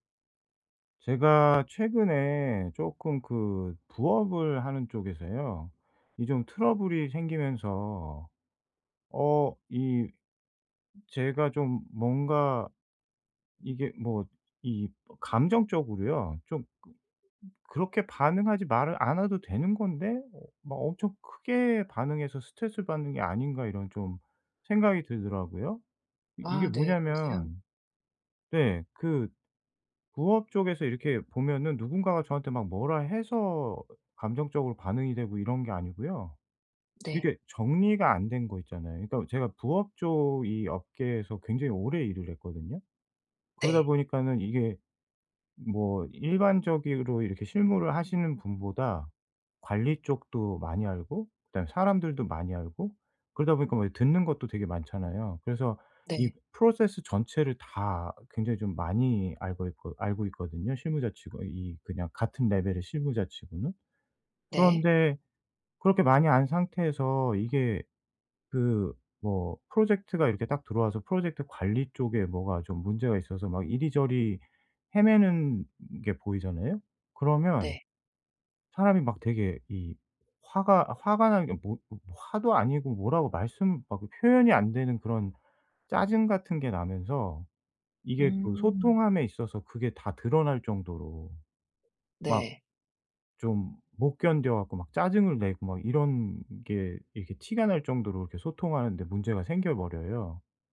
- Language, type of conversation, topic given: Korean, advice, 왜 저는 작은 일에도 감정적으로 크게 반응하는 걸까요?
- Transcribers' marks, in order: other background noise; "일반적으로" said as "일반적이로"